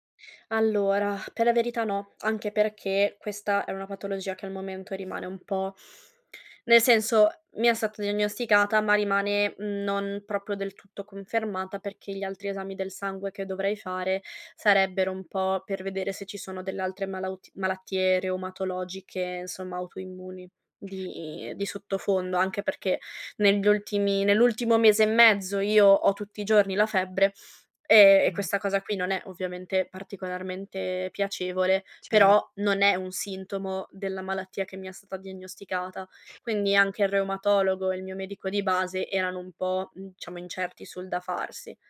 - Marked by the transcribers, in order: exhale; other background noise; "proprio" said as "propio"; unintelligible speech; "diciamo" said as "ciamo"
- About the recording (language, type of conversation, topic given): Italian, advice, Come posso gestire una diagnosi medica incerta mentre aspetto ulteriori esami?